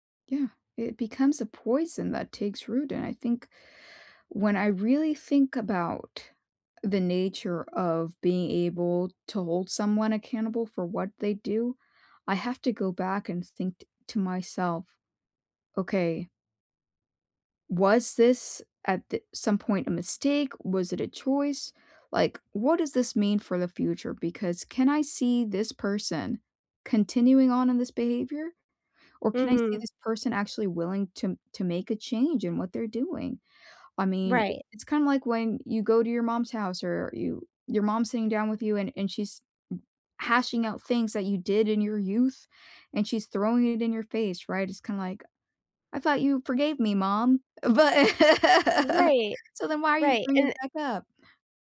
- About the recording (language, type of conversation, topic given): English, unstructured, How do you know when to forgive and when to hold someone accountable?
- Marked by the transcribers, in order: laughing while speaking: "But"; laugh